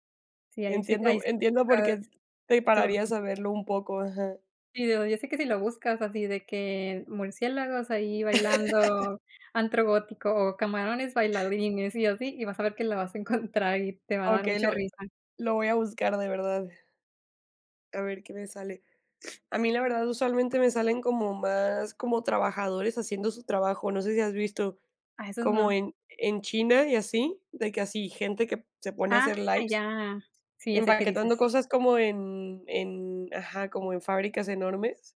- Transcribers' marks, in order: unintelligible speech; chuckle; other noise; snort
- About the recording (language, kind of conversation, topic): Spanish, podcast, ¿Qué pasos seguirías para una desintoxicación digital efectiva?